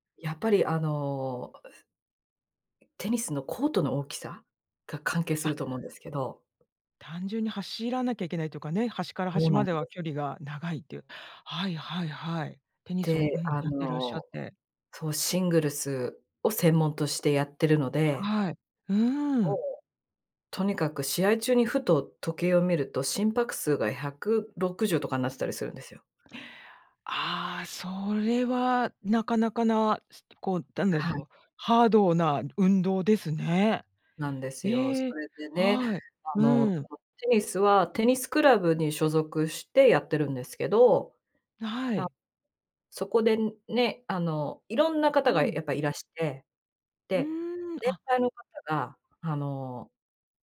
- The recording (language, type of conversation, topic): Japanese, podcast, 最近ハマっている遊びや、夢中になっている創作活動は何ですか？
- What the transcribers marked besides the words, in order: other noise; unintelligible speech